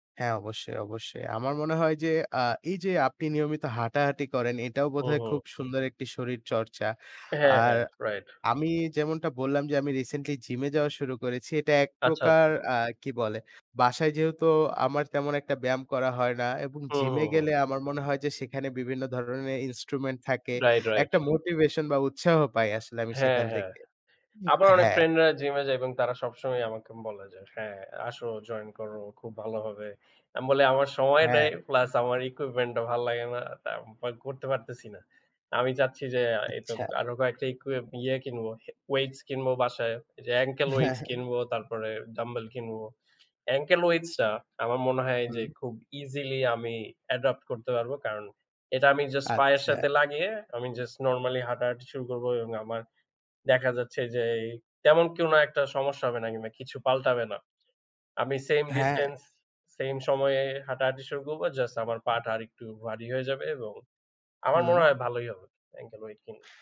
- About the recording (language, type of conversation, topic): Bengali, unstructured, আপনার কাছে নিয়মিত ব্যায়াম করা কেন কঠিন মনে হয়, আর আপনার জীবনে শরীরচর্চা কতটা গুরুত্বপূর্ণ?
- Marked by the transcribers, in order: in English: "ইকুইপমেন্ট"; unintelligible speech; in English: "অ্যাঙ্কেল ওয়েটস"; in English: "অ্যাঙ্কেল ওয়েটস"; drawn out: "যে"; in English: "অ্যাঙ্কেল ওয়েট"